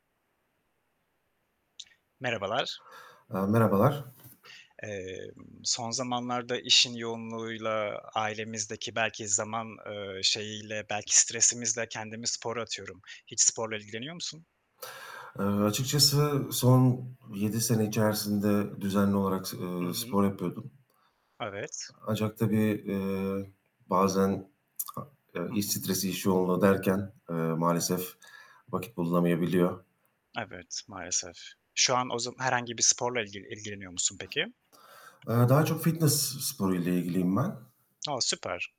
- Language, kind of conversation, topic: Turkish, unstructured, Spor yapmanın zihinsel sağlık üzerindeki etkileri nelerdir?
- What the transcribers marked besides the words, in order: tapping; static; other background noise; unintelligible speech